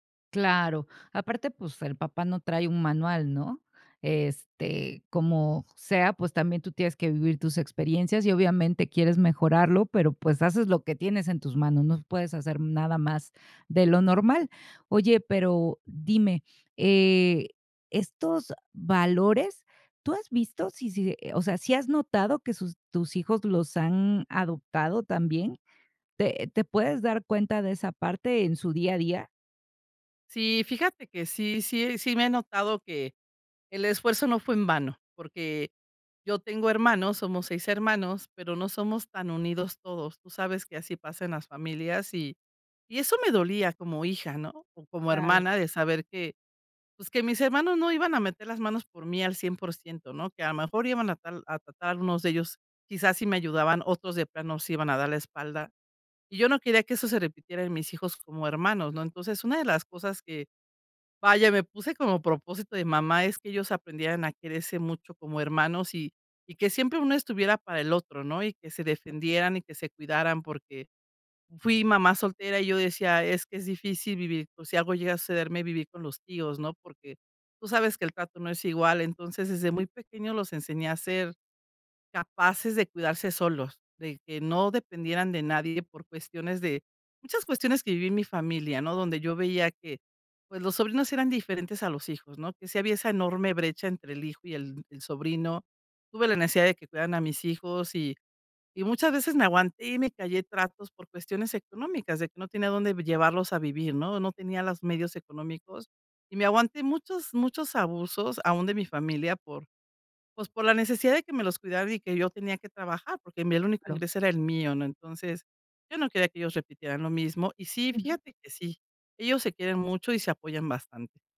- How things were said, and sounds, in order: other background noise
- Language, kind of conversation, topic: Spanish, advice, ¿Qué te preocupa sobre tu legado y qué te gustaría dejarles a las futuras generaciones?